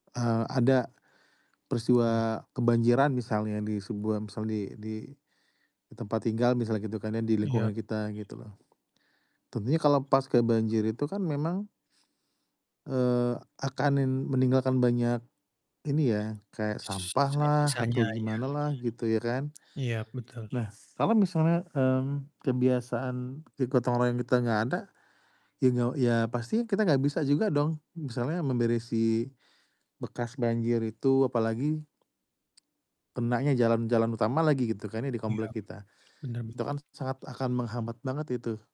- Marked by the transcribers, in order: distorted speech; other background noise
- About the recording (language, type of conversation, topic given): Indonesian, podcast, Menurut Anda, mengapa gotong royong masih relevan hingga sekarang?